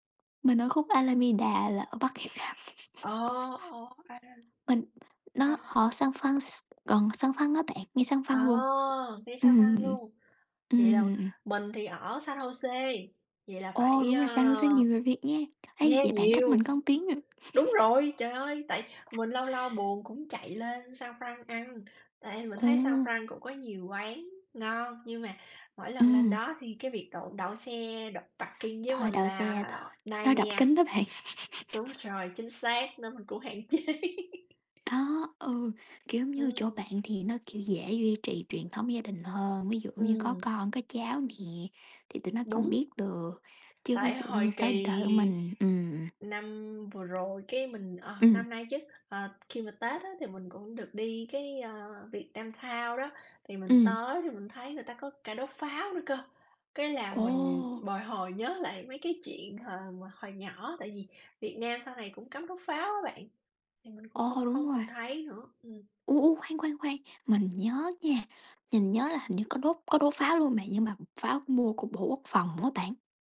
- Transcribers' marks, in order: tapping; other background noise; unintelligible speech; chuckle; laugh; in English: "parking"; in English: "nightmare"; laughing while speaking: "bạn"; laugh; laugh
- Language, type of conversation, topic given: Vietnamese, unstructured, Bạn có lo lắng khi con cháu không giữ gìn truyền thống gia đình không?